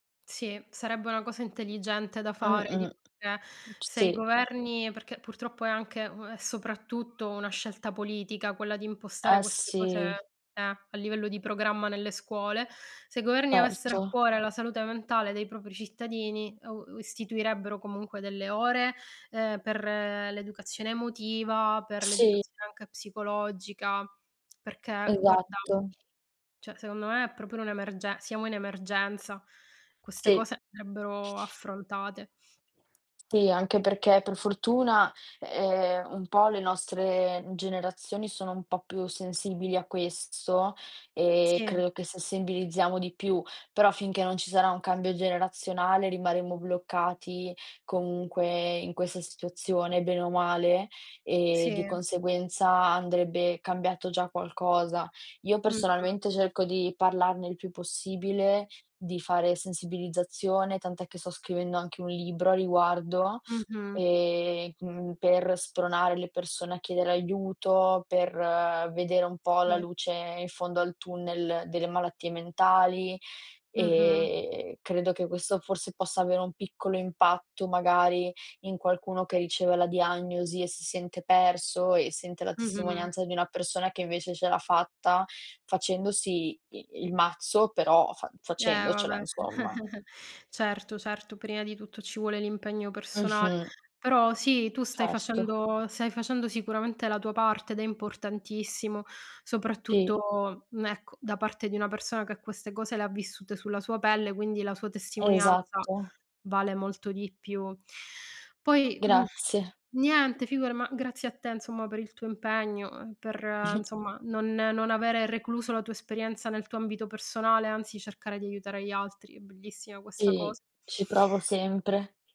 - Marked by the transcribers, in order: unintelligible speech; other background noise; "cioè" said as "ceh"; "proprio" said as "propio"; tapping; "sensibilizziamo" said as "sessibilizziamo"; "rimarremo" said as "rimaremmo"; chuckle; "insomma" said as "nsomma"; "insomma" said as "nsomma"; chuckle
- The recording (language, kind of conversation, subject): Italian, unstructured, Secondo te, perché molte persone nascondono la propria tristezza?